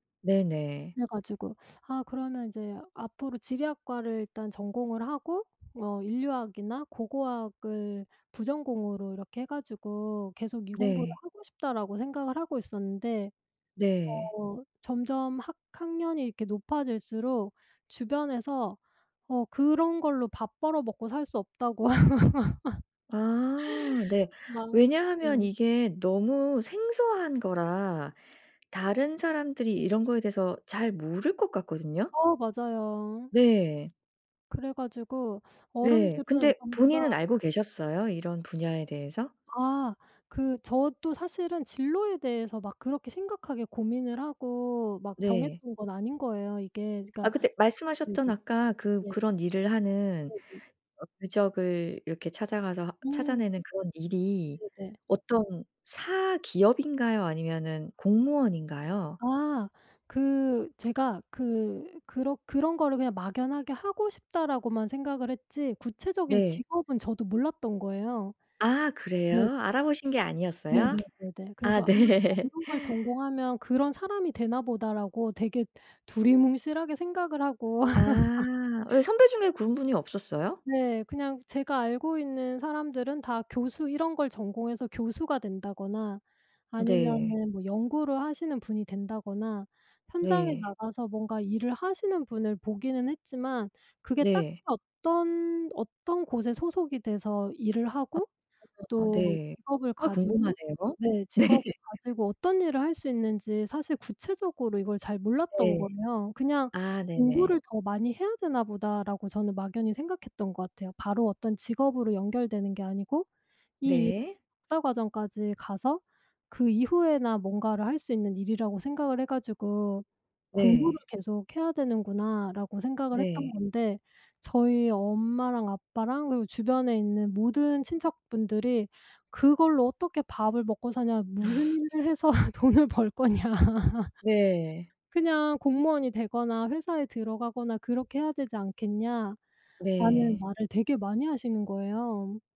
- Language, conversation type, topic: Korean, podcast, 가족의 기대와 내 진로 선택이 엇갈렸을 때, 어떻게 대화를 풀고 합의했나요?
- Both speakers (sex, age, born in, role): female, 45-49, South Korea, guest; female, 45-49, South Korea, host
- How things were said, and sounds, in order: other background noise; laugh; tapping; unintelligible speech; laughing while speaking: "네"; laugh; laugh; unintelligible speech; laughing while speaking: "네"; laugh; laughing while speaking: "돈을 벌거냐"; laugh